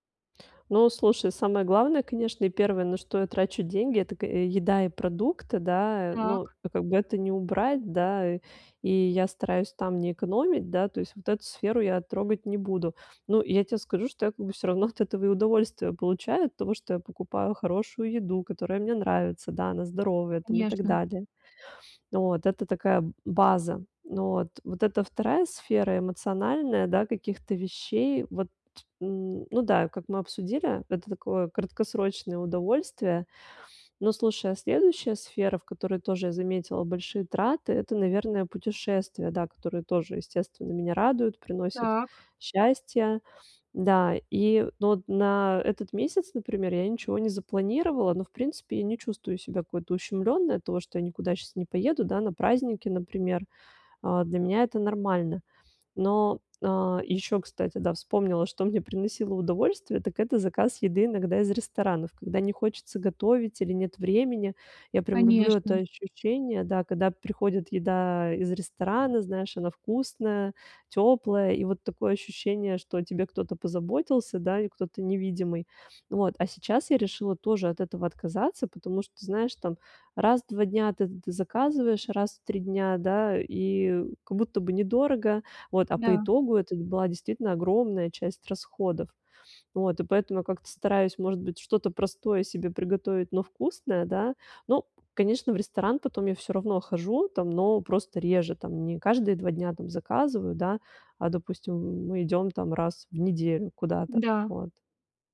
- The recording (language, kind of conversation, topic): Russian, advice, Как мне экономить деньги, не чувствуя себя лишённым и несчастным?
- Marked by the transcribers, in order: other background noise